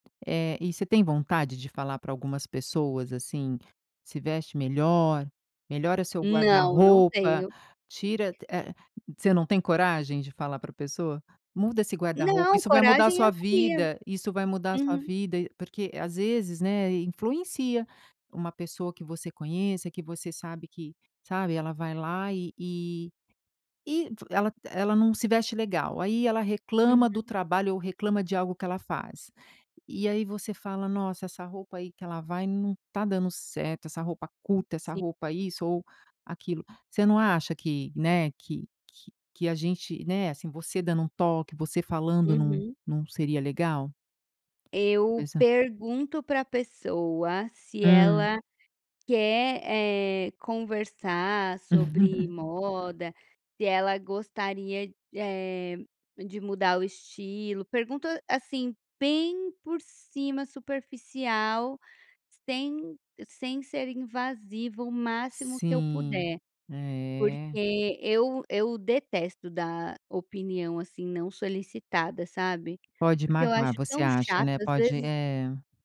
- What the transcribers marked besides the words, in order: laugh
- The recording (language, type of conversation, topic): Portuguese, podcast, Qual peça nunca falta no seu guarda-roupa?